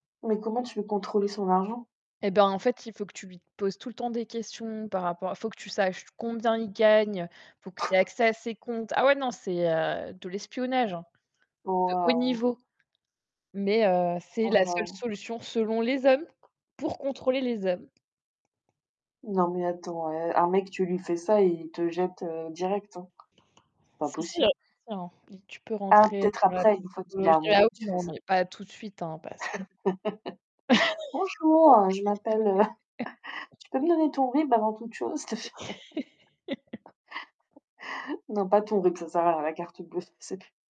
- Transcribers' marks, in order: distorted speech; tapping; other background noise; stressed: "les hommes"; laugh; chuckle; laugh; unintelligible speech; laughing while speaking: "S'il te p"; laugh; laughing while speaking: "c'est p"
- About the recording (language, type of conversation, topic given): French, unstructured, La sagesse vient-elle de l’expérience ou de l’éducation ?